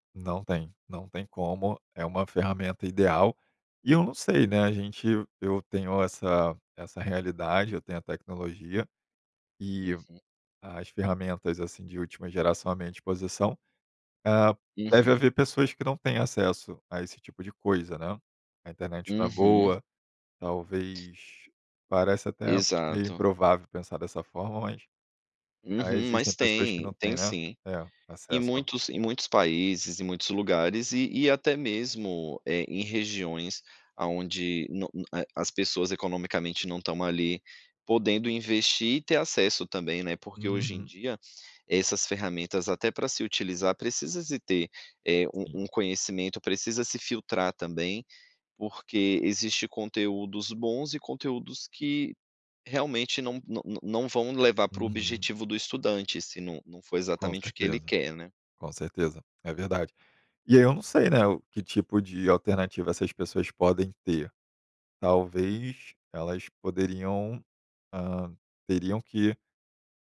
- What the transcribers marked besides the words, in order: tapping
- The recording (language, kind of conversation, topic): Portuguese, podcast, Como a tecnologia ajuda ou atrapalha seus estudos?
- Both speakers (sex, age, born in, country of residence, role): male, 30-34, Brazil, Germany, guest; male, 35-39, Brazil, Netherlands, host